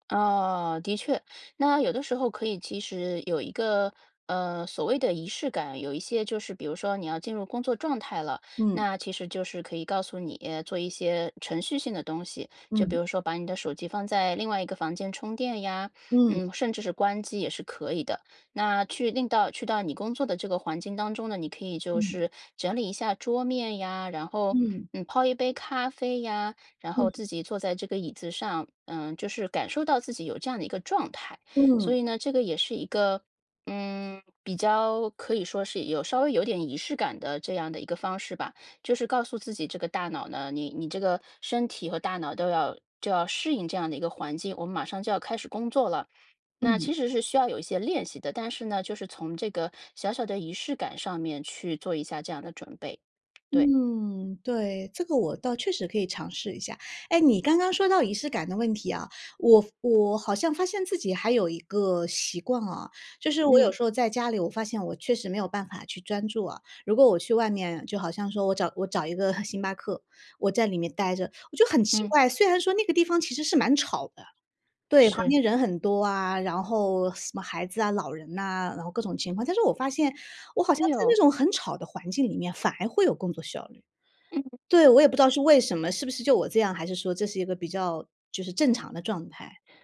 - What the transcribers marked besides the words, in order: chuckle
- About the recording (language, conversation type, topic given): Chinese, advice, 我总是拖延重要任务、迟迟无法开始深度工作，该怎么办？